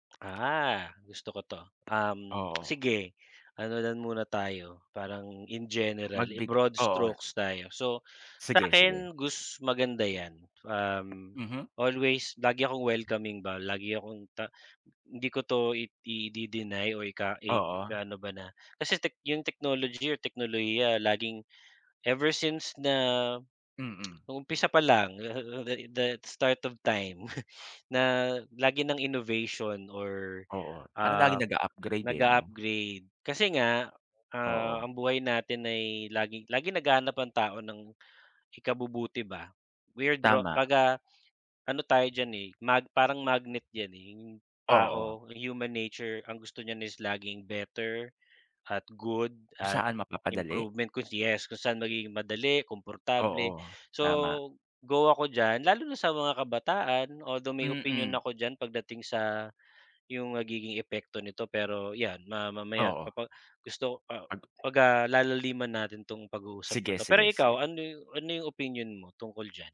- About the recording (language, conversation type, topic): Filipino, unstructured, Ano ang masasabi mo tungkol sa pag-unlad ng teknolohiya at sa epekto nito sa mga kabataan?
- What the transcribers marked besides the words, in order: tsk; chuckle; tapping